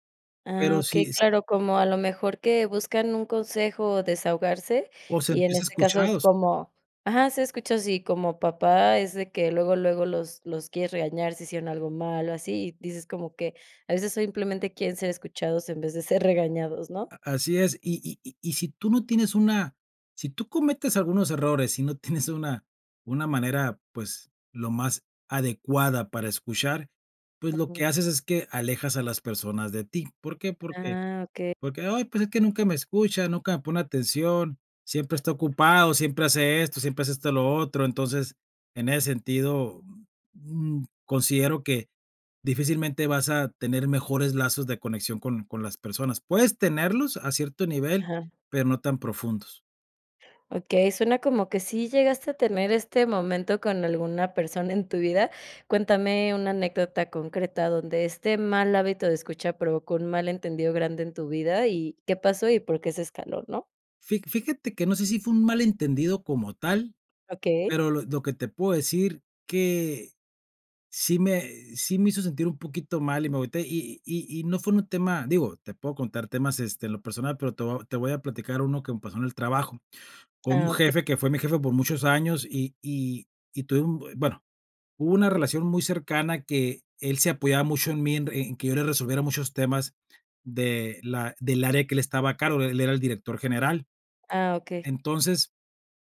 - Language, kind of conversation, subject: Spanish, podcast, ¿Cuáles son los errores más comunes al escuchar a otras personas?
- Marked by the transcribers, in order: laughing while speaking: "ser"; laughing while speaking: "tienes"; tapping